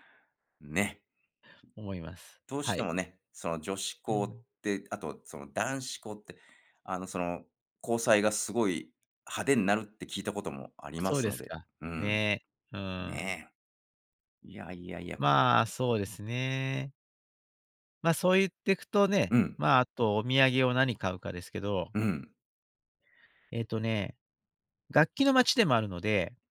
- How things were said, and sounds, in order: none
- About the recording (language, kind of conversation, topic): Japanese, podcast, 地元の人しか知らない穴場スポットを教えていただけますか？